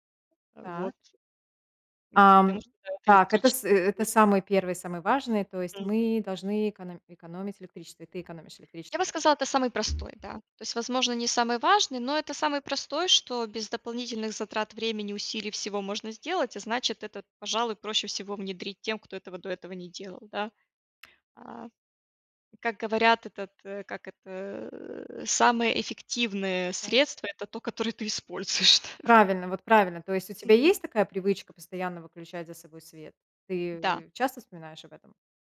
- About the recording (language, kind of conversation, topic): Russian, podcast, Какие простые привычки помогают не вредить природе?
- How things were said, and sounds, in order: other background noise; unintelligible speech; tapping; laughing while speaking: "ты используешь"; laugh